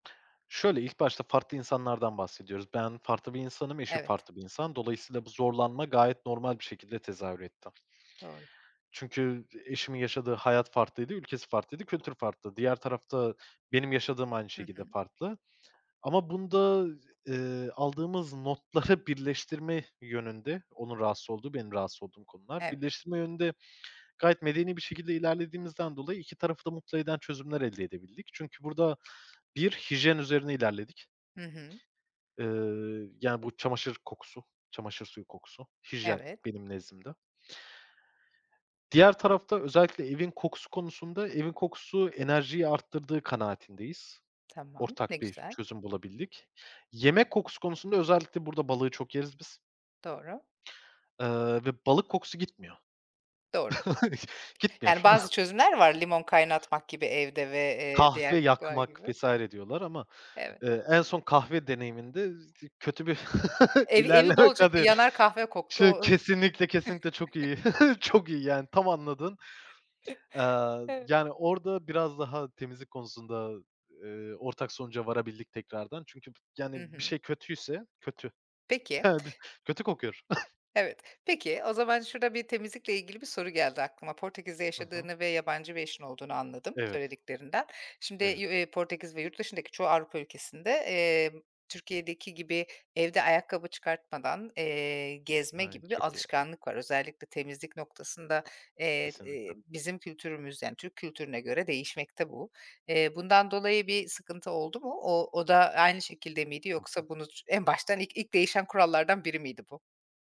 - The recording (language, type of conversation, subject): Turkish, podcast, Misafir ağırlarken konforu nasıl sağlarsın?
- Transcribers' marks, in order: laughing while speaking: "notları"; other background noise; chuckle; laugh; unintelligible speech; unintelligible speech; chuckle; unintelligible speech; chuckle; unintelligible speech